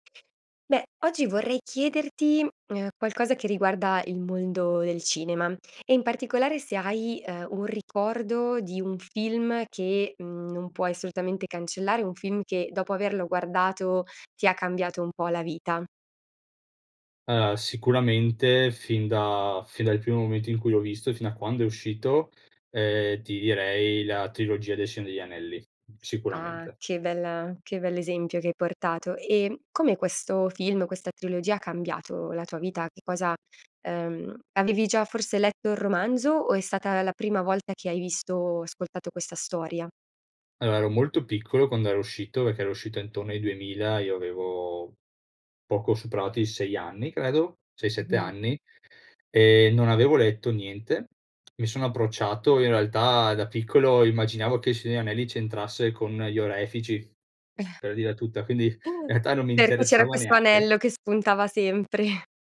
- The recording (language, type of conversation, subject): Italian, podcast, Raccontami del film che ti ha cambiato la vita
- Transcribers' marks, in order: "Allora" said as "alara"; "Signore" said as "Signo"; other background noise; "Allora" said as "arora"; unintelligible speech; "Signore" said as "signò"; chuckle; "dirla" said as "dira"; unintelligible speech; chuckle; "realtà" said as "reatà"; tapping; chuckle